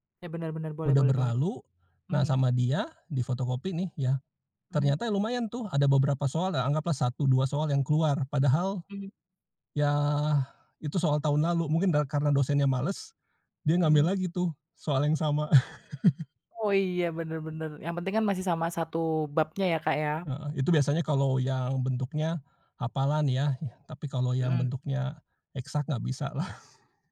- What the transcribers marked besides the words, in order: laugh; laugh
- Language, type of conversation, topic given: Indonesian, podcast, Apa strategi kamu untuk menghadapi ujian besar tanpa stres berlebihan?